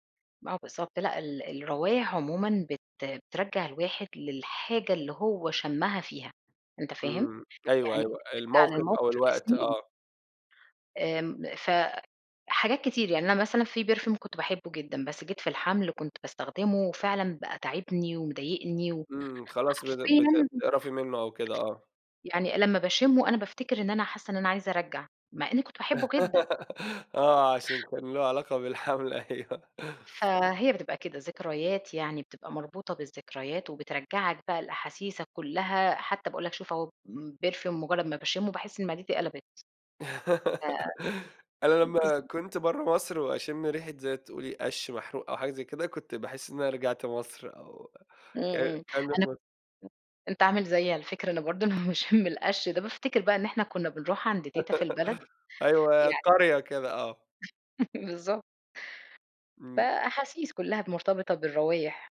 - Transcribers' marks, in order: in English: "perfume"; laugh; laughing while speaking: "آه، عشان كان له علاقة بالحمل أيوه"; in English: "perfume"; laugh; unintelligible speech; unintelligible speech; laughing while speaking: "لما باشم القش ده"; laugh; laugh; other background noise
- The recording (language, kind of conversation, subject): Arabic, podcast, إزاي ريحة المطر بتفكرنا بالذكريات والحنين؟